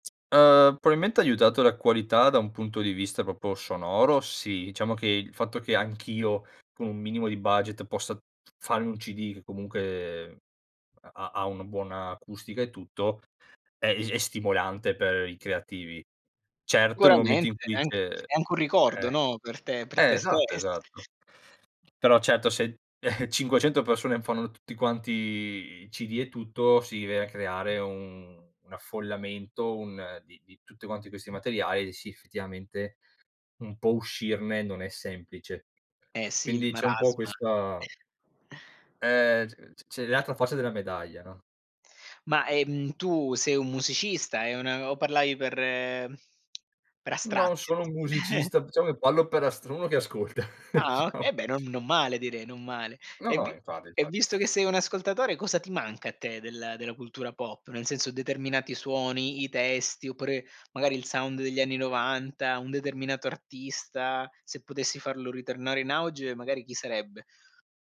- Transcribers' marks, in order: tapping; "proprio" said as "propo"; other background noise; unintelligible speech; "Sicuramente" said as "curamente"; giggle; giggle; chuckle; "diciamo" said as "ciamo"; in English: "sound"
- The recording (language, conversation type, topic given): Italian, podcast, Che ruolo ha la nostalgia nella cultura pop?